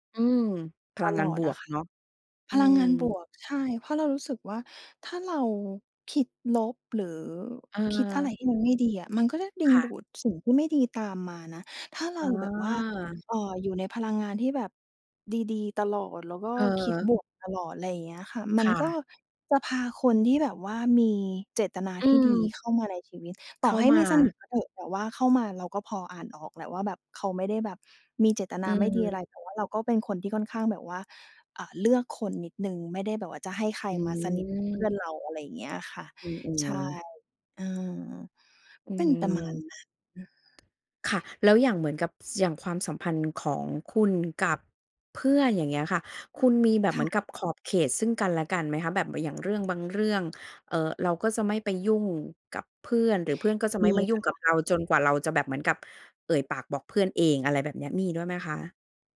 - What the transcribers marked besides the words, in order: tapping; other background noise
- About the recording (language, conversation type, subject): Thai, podcast, ความสัมพันธ์แบบไหนที่ช่วยเติมความหมายให้ชีวิตคุณ?